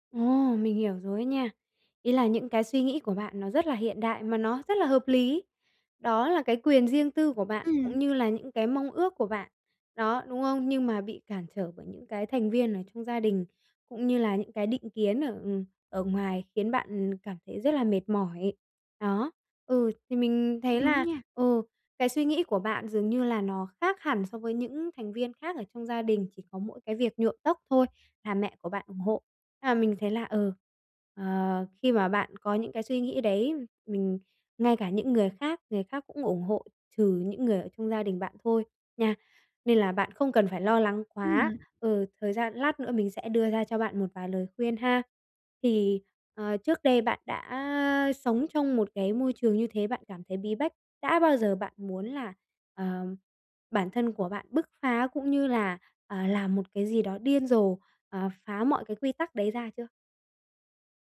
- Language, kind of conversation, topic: Vietnamese, advice, Làm sao tôi có thể giữ được bản sắc riêng và tự do cá nhân trong gia đình và cộng đồng?
- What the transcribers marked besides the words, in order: tapping